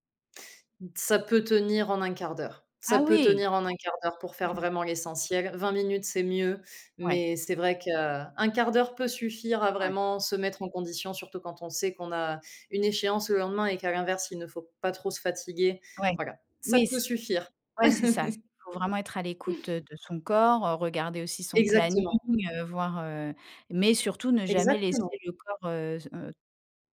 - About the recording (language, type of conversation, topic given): French, podcast, Quels exercices simples fais-tu quand tu n’as pas le temps ?
- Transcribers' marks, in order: laugh